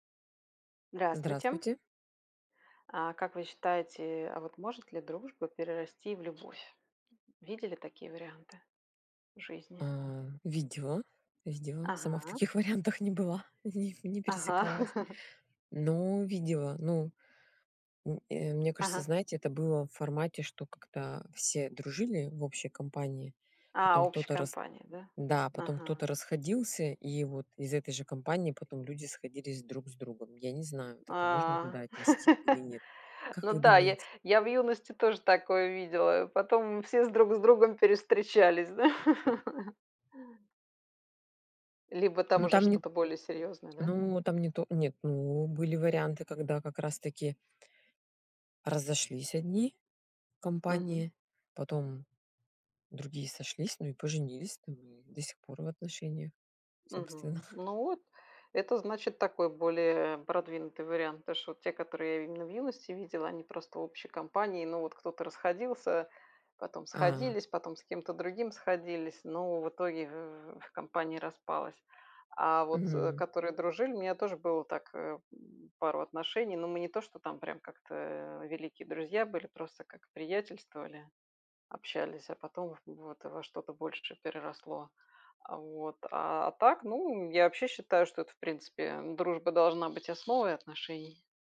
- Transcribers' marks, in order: other background noise; laugh; laugh; laugh
- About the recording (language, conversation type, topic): Russian, unstructured, Как вы думаете, может ли дружба перерасти в любовь?